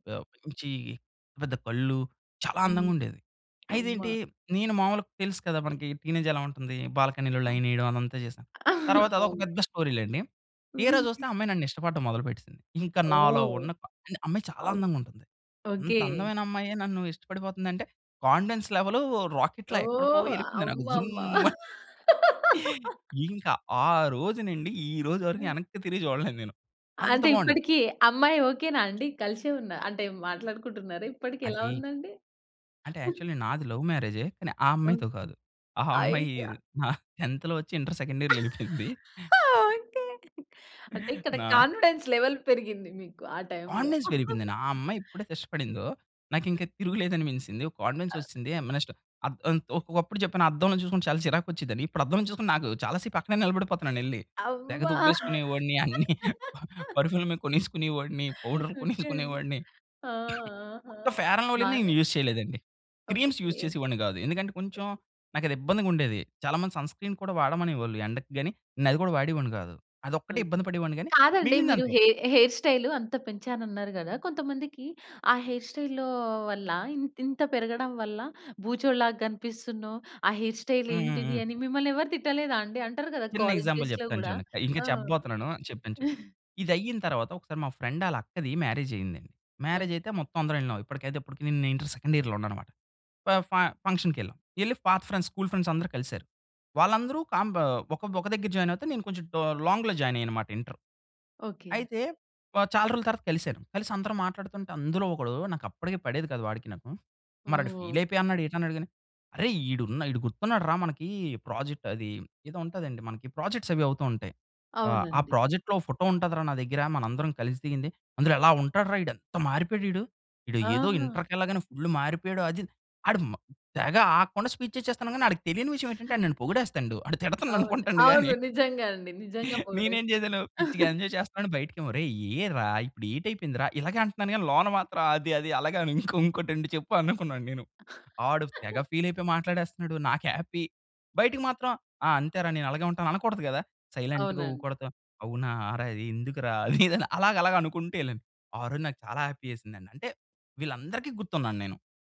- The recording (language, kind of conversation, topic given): Telugu, podcast, మీ ఆత్మవిశ్వాసాన్ని పెంచిన అనుభవం గురించి చెప్పగలరా?
- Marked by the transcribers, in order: tapping; in English: "టీనేజ్"; in English: "లైన్"; laugh; in English: "స్టోరీ"; other noise; in English: "కాన్ఫిడెన్స్"; in English: "రాకెట్‌లా"; stressed: "జుమ్"; laugh; other background noise; chuckle; in English: "లవ్"; laughing while speaking: "ఆ అమ్మాయి నా టెన్త్‌లో ఒచ్చి ఇంటర్ సెకండ్ ఇయర్‌లో ఎళ్ళిపోయింది"; in English: "టెన్త్‌లో"; in English: "ఇంటర్ సెకండ్ ఇయర్‌లో"; laughing while speaking: "ఓకె"; in English: "కాన్ఫిడెన్స్ లెవెల్"; gasp; in English: "కాన్ఫిడెన్స్"; other street noise; in English: "కాన్ఫిడెన్స్"; unintelligible speech; in English: "నెక్స్ట్"; laughing while speaking: "అమ్మ"; laughing while speaking: "అన్ని. పెర్ఫ్యూమ్‌ల మీద కొనేసుకునే వాడిని, పౌడర్‌లు కొనేసుకునే వాడిని"; in English: "పెర్ఫ్యూమ్‌ల"; cough; in English: "యూజ్"; in English: "క్రీమ్స్ యూజ్"; in English: "సన్ స్క్రీన్"; in English: "హెయిర్ హెయిర్"; in English: "హెయిర్"; in English: "హెయిర్ స్టైల్"; in English: "ఎగ్జాంపుల్"; in English: "కాలేజ్ డేస్‌లో"; chuckle; in English: "ఫ్రెండ్"; in English: "మ్యారేజ్"; in English: "మ్యారేజ్"; in English: "సెకండ్ ఇయర్‌లో"; in English: "ఫంక్షన్‌కి"; in English: "ఫ్రెండ్స్ స్కూల్ ఫ్రెండ్స్"; in English: "జాయిన్"; in English: "లాంగ్‌లో జాయిన్"; in English: "ఫీల్"; in English: "ప్రాజెక్ట్స్"; in English: "ఫుల్"; in English: "స్పీచ్"; chuckle; laughing while speaking: "ఆడు తిడతాన్ననుకుంటాడు గాని. నేనేం చేశాను"; chuckle; in English: "ఎంజాయ్"; laugh; in English: "ఫీల్"; in English: "హ్యాపీ"; in English: "సైలెంట్‌గా"; in English: "హ్యాపీ"